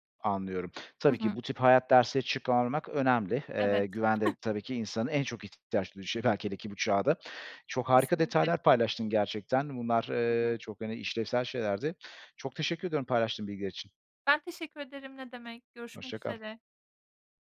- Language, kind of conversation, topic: Turkish, podcast, Güven kırıldığında, güveni yeniden kurmada zaman mı yoksa davranış mı daha önemlidir?
- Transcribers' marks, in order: giggle; unintelligible speech